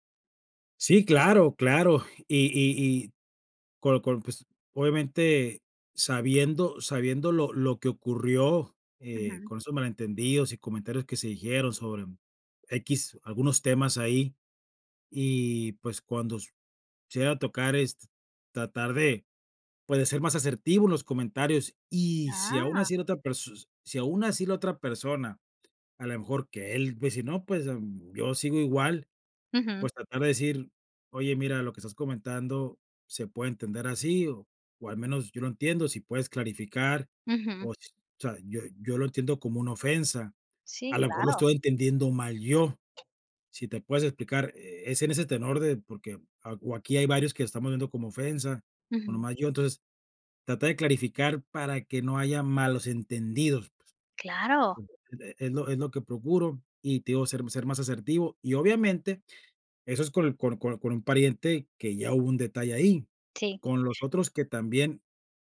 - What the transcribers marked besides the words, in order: tapping; unintelligible speech; other background noise
- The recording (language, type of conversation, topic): Spanish, podcast, ¿Cómo puedes empezar a reparar una relación familiar dañada?